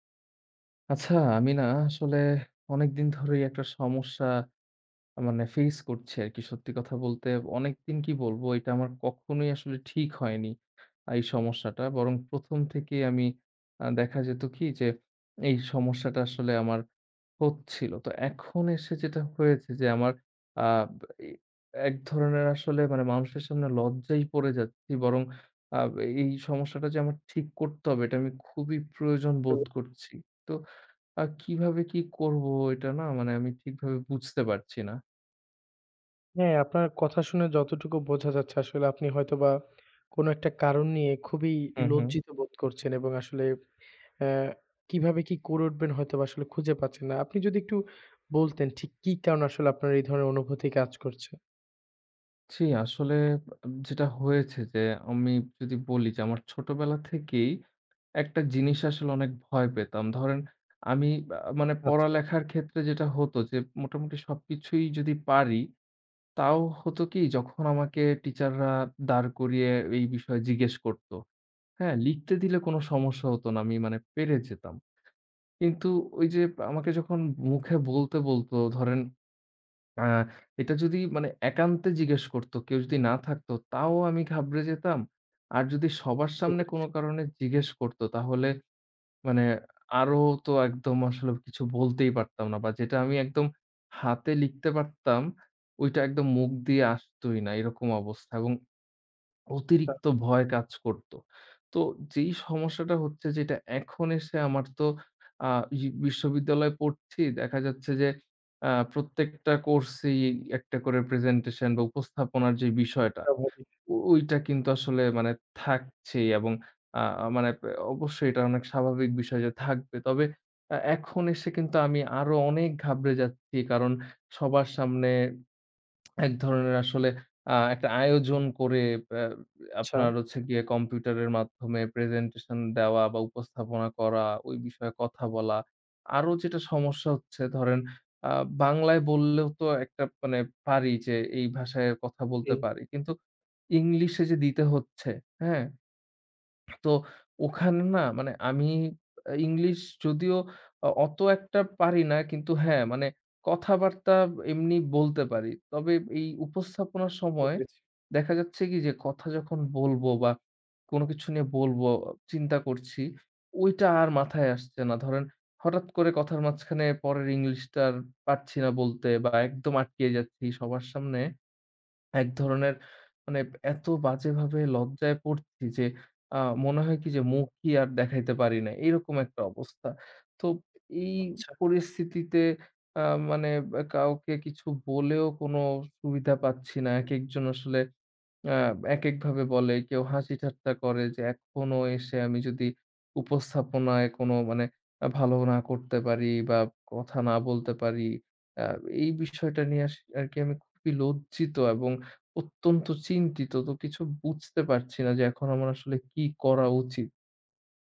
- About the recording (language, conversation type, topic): Bengali, advice, উপস্থাপনার আগে অতিরিক্ত উদ্বেগ
- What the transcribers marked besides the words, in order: tapping; other background noise; lip smack